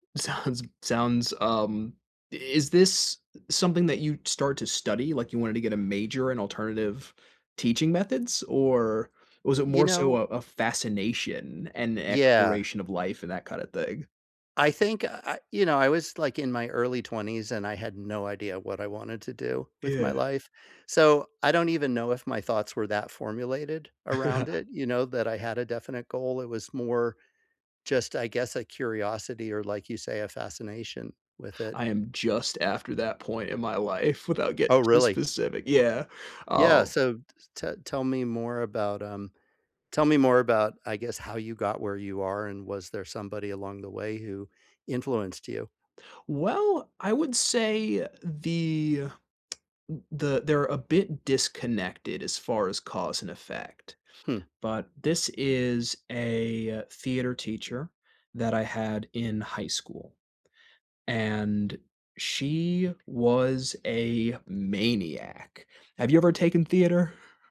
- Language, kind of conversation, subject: English, unstructured, Who is a teacher or mentor who has made a big impact on you?
- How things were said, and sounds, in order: laughing while speaking: "Sounds"; chuckle; lip smack